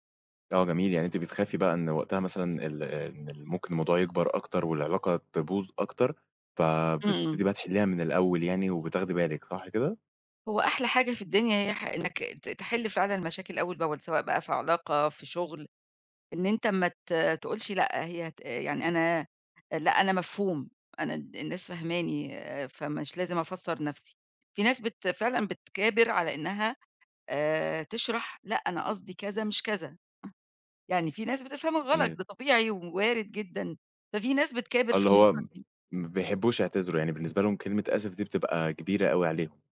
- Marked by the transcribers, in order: other noise
- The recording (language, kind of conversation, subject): Arabic, podcast, إيه الطرق البسيطة لإعادة بناء الثقة بعد ما يحصل خطأ؟